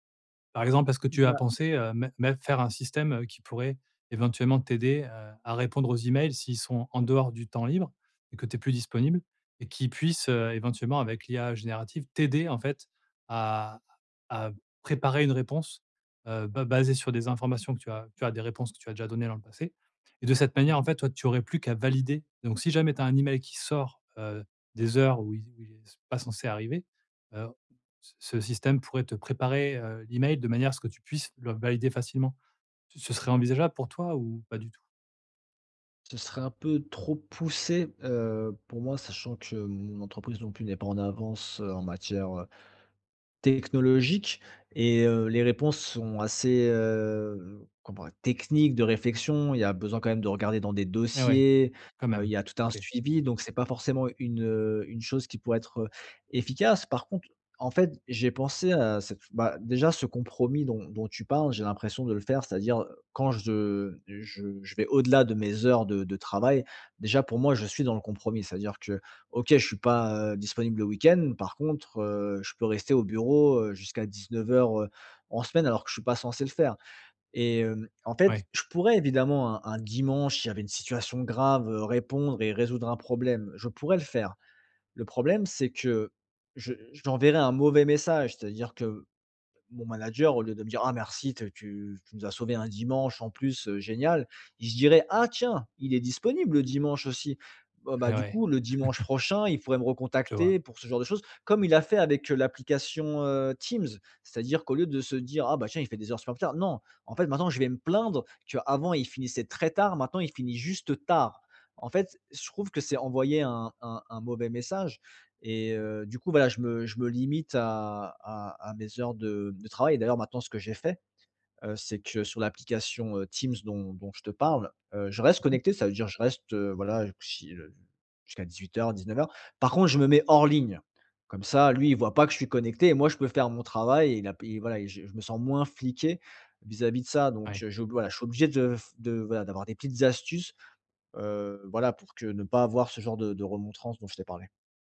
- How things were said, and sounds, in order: other background noise; stressed: "technologique"; chuckle; stressed: "tard"
- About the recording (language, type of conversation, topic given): French, advice, Comment poser des limites claires entre mon travail et ma vie personnelle sans culpabiliser ?
- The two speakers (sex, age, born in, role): male, 35-39, France, user; male, 40-44, France, advisor